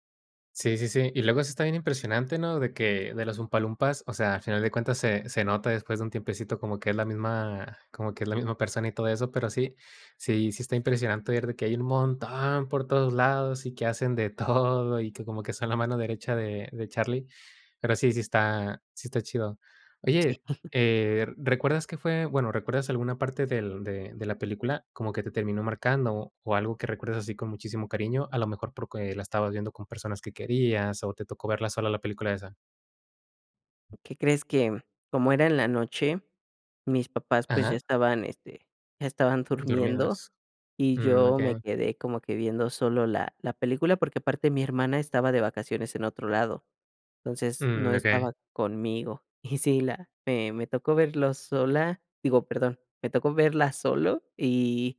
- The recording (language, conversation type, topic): Spanish, podcast, ¿Qué película te marcó de joven y por qué?
- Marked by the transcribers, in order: chuckle; giggle; chuckle